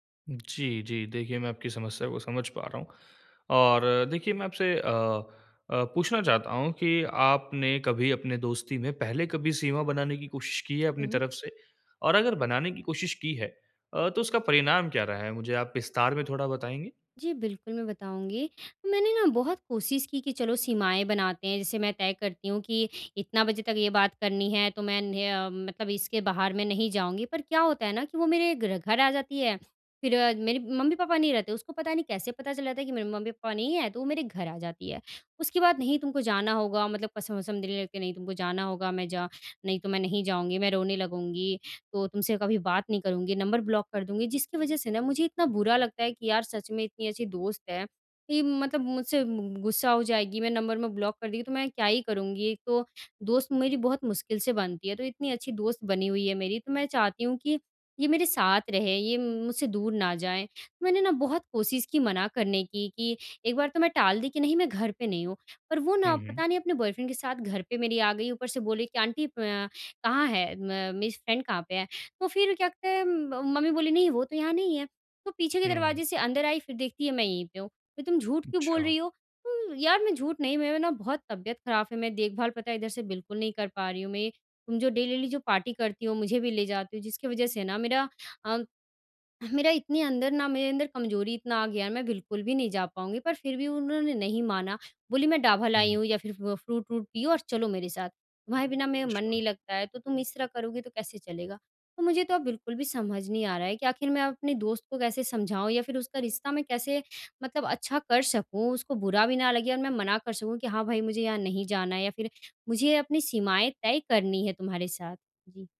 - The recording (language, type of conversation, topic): Hindi, advice, दोस्ती में बिना बुरा लगे सीमाएँ कैसे तय करूँ और अपनी आत्म-देखभाल कैसे करूँ?
- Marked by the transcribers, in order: in English: "बॉयफ्रेंड"; in English: "आंटी"; in English: "फ़्रेंड"; in English: "डेली-डेली"; "दवा" said as "डाभा"; in English: "फ फ़्रूट"